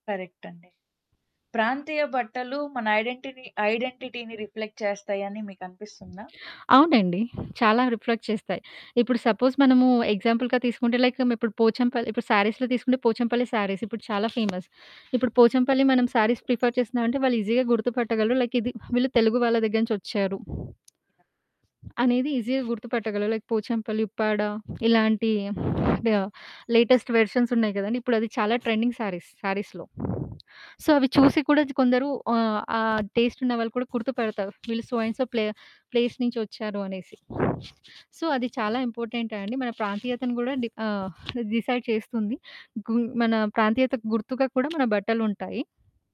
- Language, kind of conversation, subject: Telugu, podcast, ప్రాంతీయ బట్టలు మీ స్టైల్‌లో ఎంత ప్రాముఖ్యం కలిగి ఉంటాయి?
- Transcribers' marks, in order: in English: "ఐడెంటిటీని రిఫ్లెక్ట్"; in English: "రిఫ్లెక్ట్"; in English: "సపోజ్"; in English: "ఎగ్జాంపుల్‌గా"; in English: "లైక్"; in English: "సారీస్‌లో"; in English: "సారీస్"; other background noise; in English: "ఫేమస్"; in English: "సారీస్ ప్రిఫర్"; in English: "ఈజీగా"; in English: "లైక్"; in English: "ఈజీగా"; in English: "లైక్"; wind; in English: "లేటెస్ట్ వెర్షన్స్"; in English: "ట్రెండింగ్ శారీస్, శారీస్‌లో. సో"; in English: "టేస్ట్"; in English: "సో అండ్ సో ప్లే-ప్లేస్"; in English: "సో"; in English: "ఇంపార్టెంట్"; in English: "డిసైడ్"